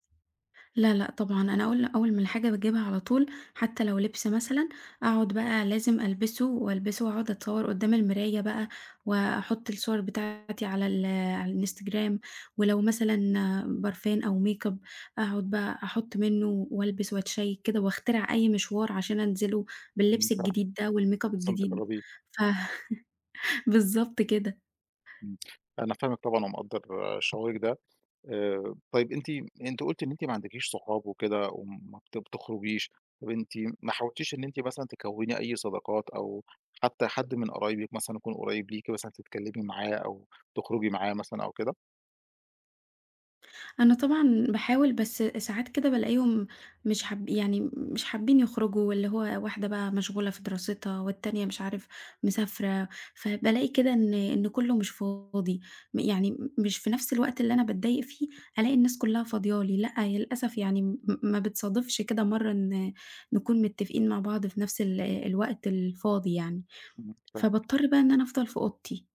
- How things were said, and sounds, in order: in English: "makeup"; unintelligible speech; in English: "والmakeup"; laugh; tapping
- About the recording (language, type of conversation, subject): Arabic, advice, الإسراف في الشراء كملجأ للتوتر وتكرار الديون